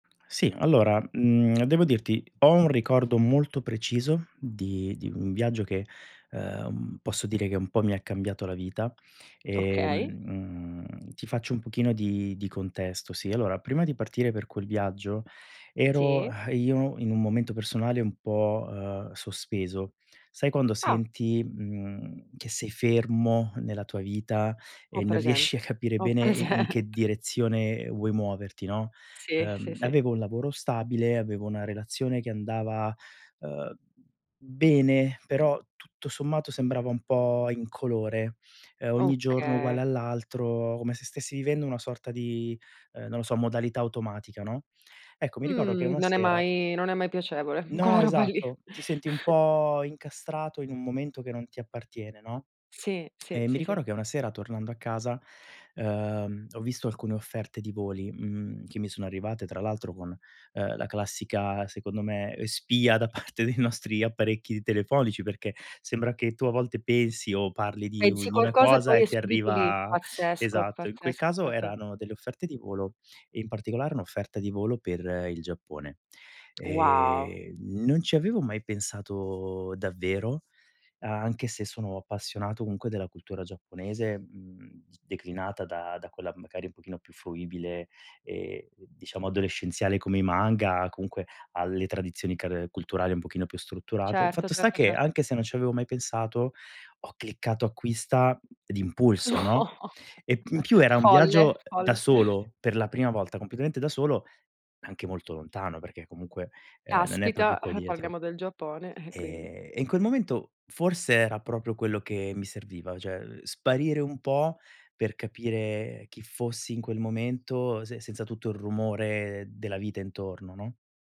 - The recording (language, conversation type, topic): Italian, podcast, Qual è un viaggio che ti ha cambiato la vita?
- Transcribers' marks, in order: other background noise; exhale; laughing while speaking: "Ho presente"; laughing while speaking: "quella roba lì"; chuckle; laughing while speaking: "parte dei nostri apparecchi telefonici"; laughing while speaking: "No"; chuckle; "cioè" said as "ceh"